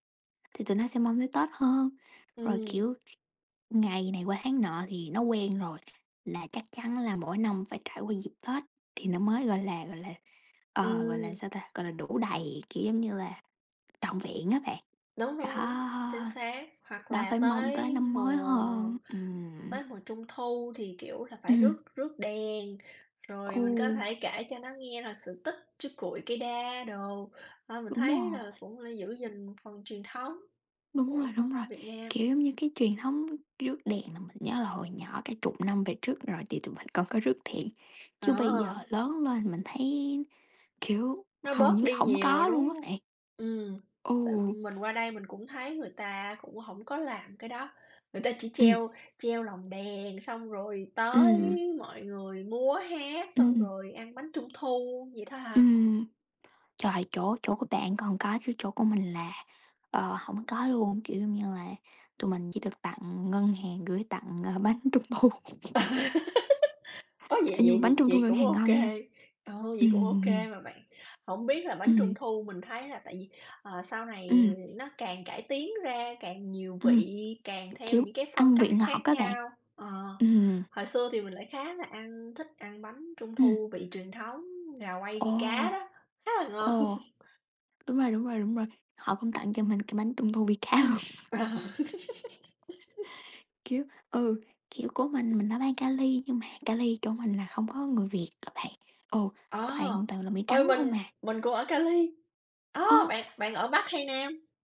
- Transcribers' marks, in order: tapping; other background noise; laugh; laughing while speaking: "thu"; laugh; laugh; laughing while speaking: "vi cá luôn"; laugh; laughing while speaking: "Ờ"; laugh
- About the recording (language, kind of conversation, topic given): Vietnamese, unstructured, Bạn có lo lắng khi con cháu không giữ gìn truyền thống gia đình không?